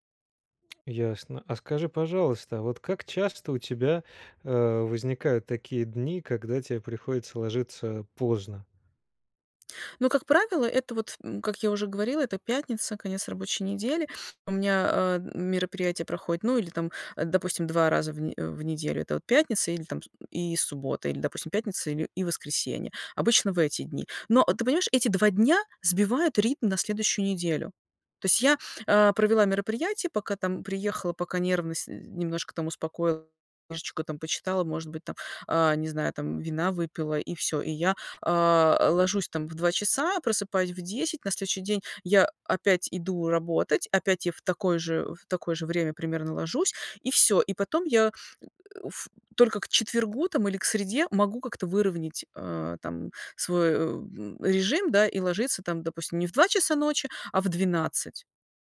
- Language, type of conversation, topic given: Russian, advice, Почему у меня проблемы со сном и почему не получается придерживаться режима?
- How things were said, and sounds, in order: tapping; grunt